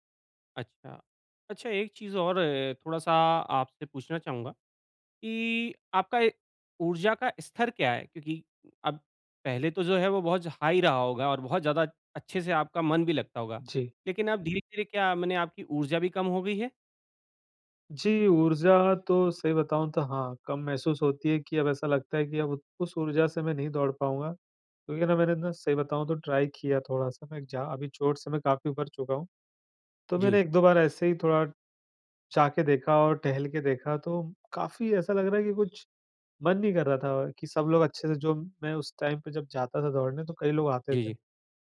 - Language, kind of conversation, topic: Hindi, advice, चोट के बाद मानसिक स्वास्थ्य को संभालते हुए व्यायाम के लिए प्रेरित कैसे रहें?
- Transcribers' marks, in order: in English: "हाई"; in English: "ट्राइ"; in English: "टाइम"